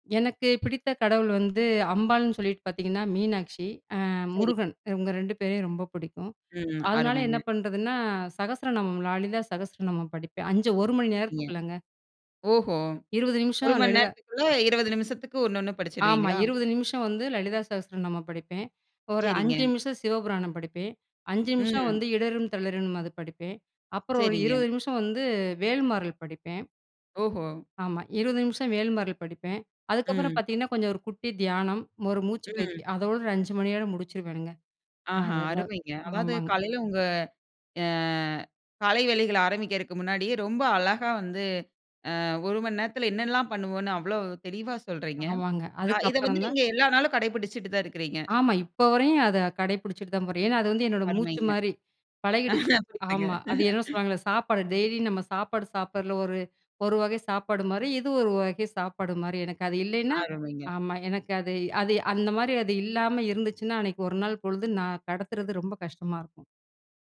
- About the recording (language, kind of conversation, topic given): Tamil, podcast, நீங்கள் வேலை மற்றும் வாழ்க்கைக்கிடையிலான சமநிலையை எப்படி பேணுகிறீர்கள்?
- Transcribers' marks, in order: other noise; unintelligible speech; laugh